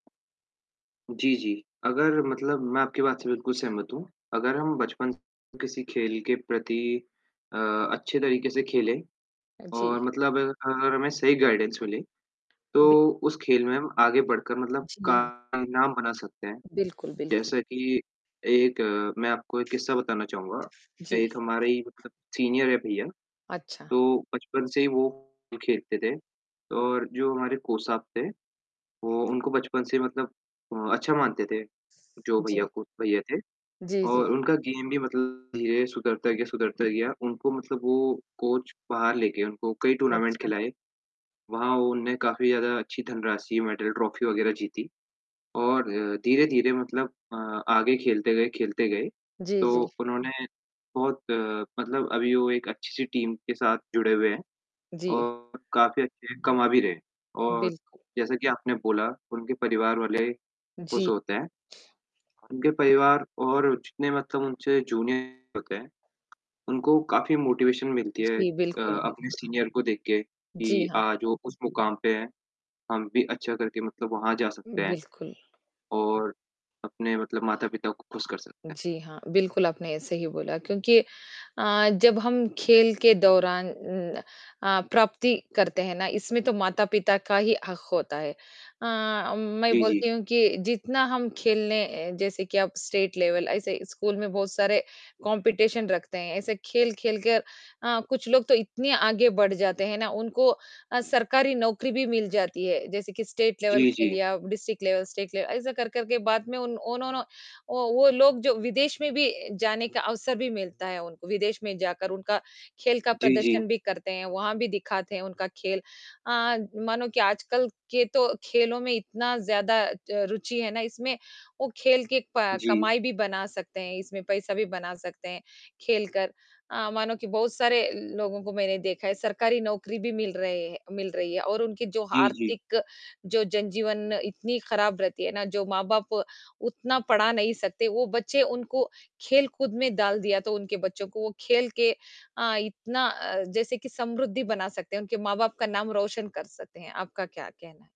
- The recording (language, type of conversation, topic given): Hindi, unstructured, आपको कौन सा खेल खेलना सबसे ज्यादा पसंद है?
- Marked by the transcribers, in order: static; distorted speech; in English: "गाइडेंस"; other background noise; in English: "सीनियर"; in English: "गेम"; in English: "कोच"; in English: "टूर्नामेंट"; in English: "टीम"; tapping; in English: "जूनियर"; in English: "मोटिवेशन"; in English: "सीनियर"; in English: "स्टेट लेवल"; in English: "कॉम्पिटिशन"; in English: "स्टेट लेवल"; in English: "डिस्ट्रिक्ट लेवल, स्टेट लेवल"